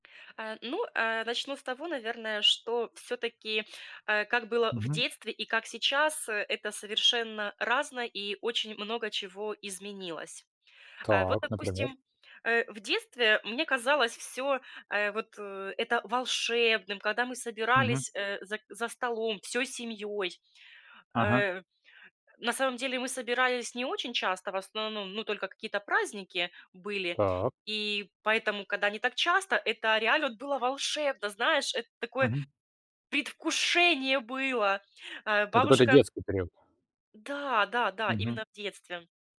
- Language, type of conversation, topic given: Russian, podcast, Что для вас значит семейный обед?
- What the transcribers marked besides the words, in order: joyful: "предвкушение было"; tapping; other background noise